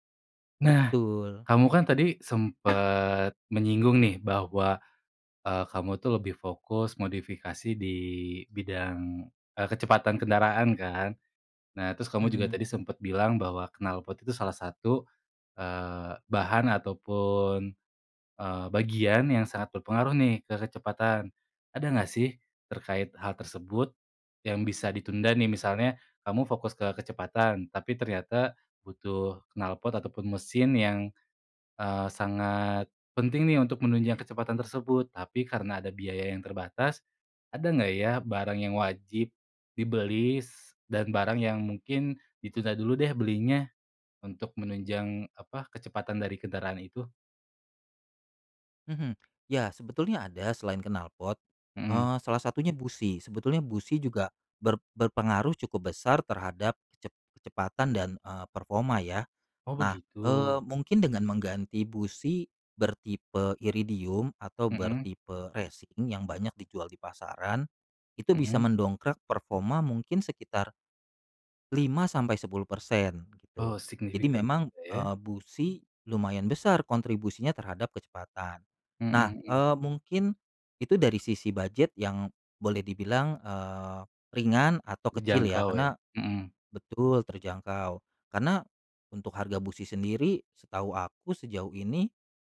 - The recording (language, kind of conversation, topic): Indonesian, podcast, Tips untuk pemula yang ingin mencoba hobi ini
- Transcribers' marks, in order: other background noise; "dibeli" said as "dibelis"; in English: "racing"